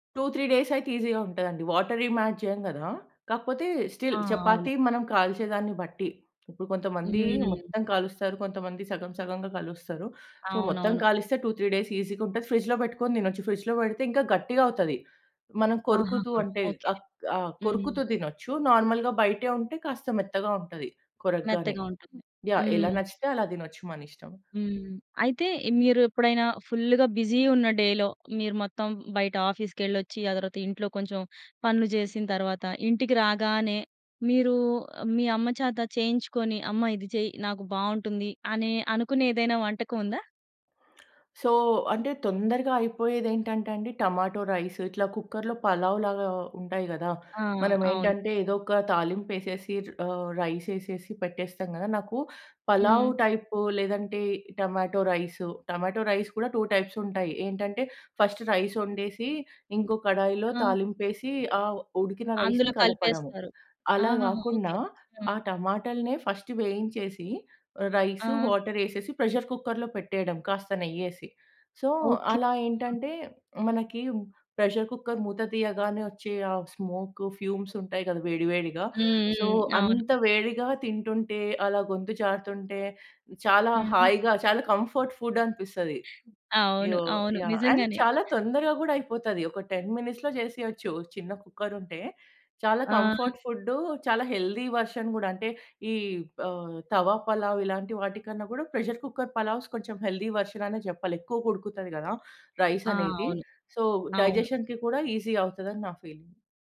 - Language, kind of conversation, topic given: Telugu, podcast, అమ్మ వంటల్లో మనసు నిండేలా చేసే వంటకాలు ఏవి?
- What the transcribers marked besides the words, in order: in English: "టూ త్రీ డేస్"; in English: "ఈజీగా"; in English: "యాడ్"; in English: "స్టిల్"; in English: "సో"; in English: "టూ త్రీ డేస్ ఈజీగా"; in English: "ఫ్రిడ్జ్‌లో"; in English: "ఫ్రిడ్జ్‌లో"; in English: "నార్మల్‌గా"; in English: "బిజీ"; in English: "డేలో"; tapping; in English: "సో"; in English: "టమాటో రైస్"; in English: "కుక్కర్‌లో"; in English: "రైస్"; in English: "టమాటో రైస్. టొమాటో రైస్"; in English: "టూ టైప్స్"; in English: "ఫస్ట్ రైస్"; in English: "రైస్‌ని"; in English: "ఫస్ట్"; in English: "రైస్, వాటర్"; in English: "ప్రెషర్ కుక్కర్‌లో"; in English: "సో"; in English: "ప్రెషర్ కుక్కర్"; other noise; in English: "ఫ్యూమ్స్"; in English: "సో"; in English: "కంఫర్ట్ ఫుడ్"; in English: "అండ్"; other background noise; in English: "టెన్ మినిట్స్‌లో"; in English: "కుక్కర్"; in English: "కంఫర్ట్"; in English: "హెల్దీ వెర్షన్"; in English: "ప్రెషర్ కుక్కర్ పలావ్స్"; in English: "హెల్దీ వెర్షన్"; in English: "రైస్"; in English: "సో, డైజెషన్‌కి"; in English: "ఈజీ"; in English: "ఫీలింగ్"